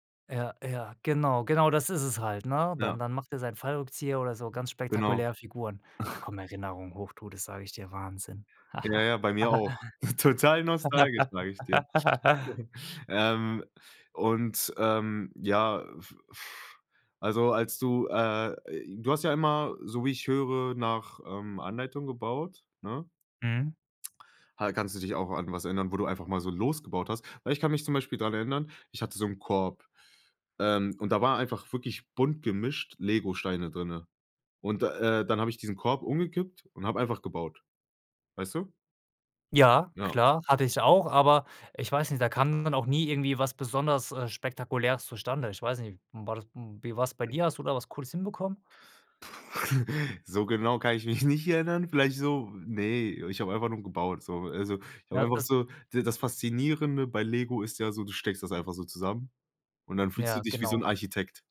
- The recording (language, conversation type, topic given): German, podcast, Wie ist deine selbstgebaute Welt aus LEGO oder anderen Materialien entstanden?
- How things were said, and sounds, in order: other background noise; snort; laugh; chuckle; other noise; chuckle; laughing while speaking: "nicht"